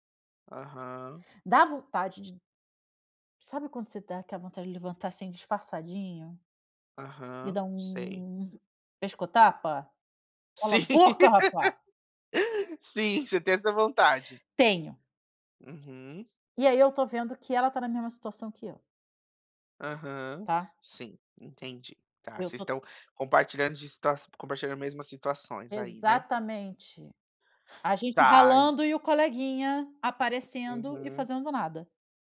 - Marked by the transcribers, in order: angry: "Cola boca rapa!"; laughing while speaking: "Sim"; laugh
- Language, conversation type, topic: Portuguese, advice, Como posso viver alinhado aos meus valores quando os outros esperam algo diferente?